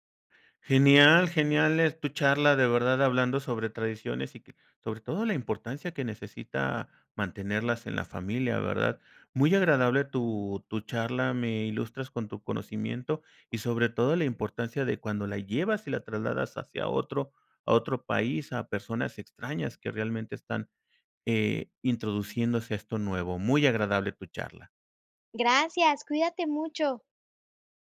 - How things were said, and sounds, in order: other background noise
- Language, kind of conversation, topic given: Spanish, podcast, Cuéntame, ¿qué tradiciones familiares te importan más?